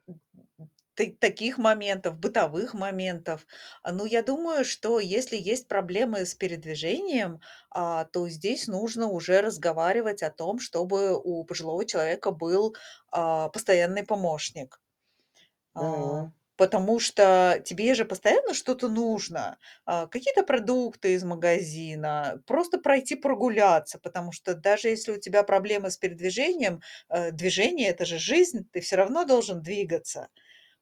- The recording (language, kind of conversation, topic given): Russian, podcast, Как поддерживать родителей в старости и в трудные моменты?
- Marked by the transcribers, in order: other noise; other background noise